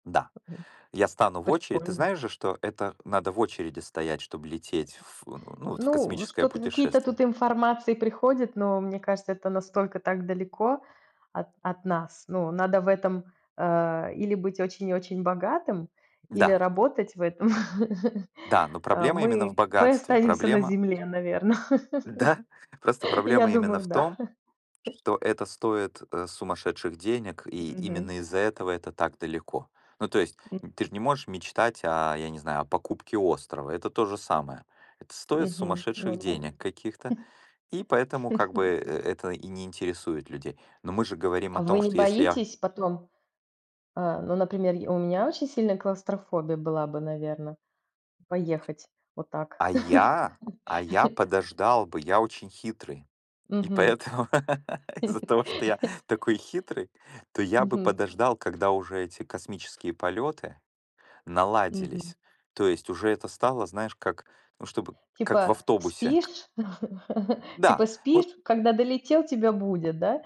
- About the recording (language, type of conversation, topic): Russian, unstructured, Как ты представляешь свою жизнь через десять лет?
- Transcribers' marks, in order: other background noise; laugh; laugh; laughing while speaking: "да"; chuckle; chuckle; tapping; laugh; laughing while speaking: "поэтому"; laugh; laugh; laugh